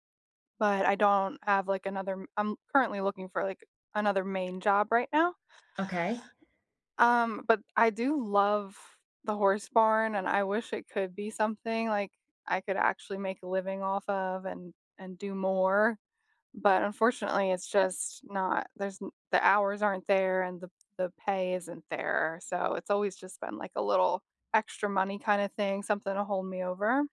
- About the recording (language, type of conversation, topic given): English, unstructured, What do you enjoy most about your current job?
- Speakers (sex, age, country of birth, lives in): female, 35-39, United States, United States; female, 45-49, United States, United States
- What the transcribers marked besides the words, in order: other background noise; tapping